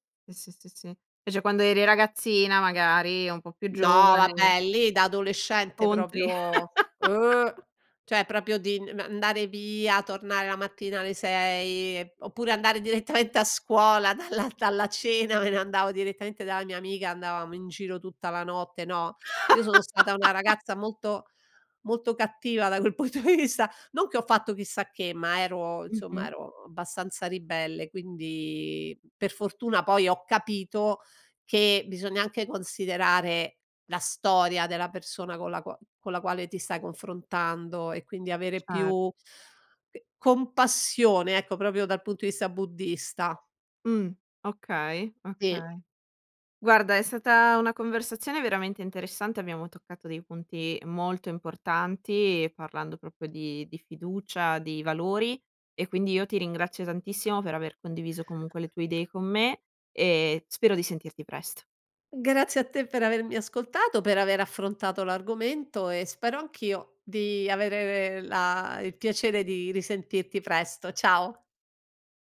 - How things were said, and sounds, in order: "proprio" said as "propio"; "proprio" said as "propio"; laugh; laughing while speaking: "direttamente"; laugh; laughing while speaking: "punto di vista"; "proprio" said as "propio"; "proprio" said as "propro"; other background noise; "avere" said as "averere"
- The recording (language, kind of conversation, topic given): Italian, podcast, Come si può ricostruire la fiducia dopo un conflitto?